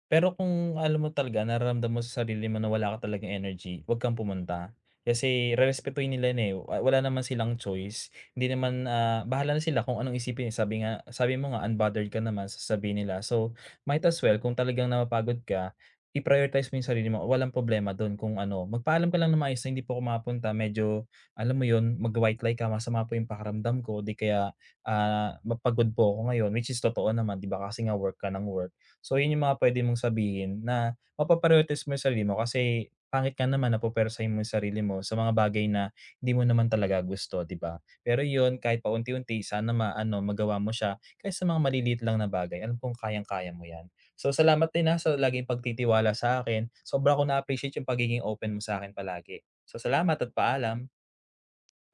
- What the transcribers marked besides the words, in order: tapping
- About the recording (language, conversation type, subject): Filipino, advice, Paano ako makikisalamuha sa mga handaan nang hindi masyadong naiilang o kinakabahan?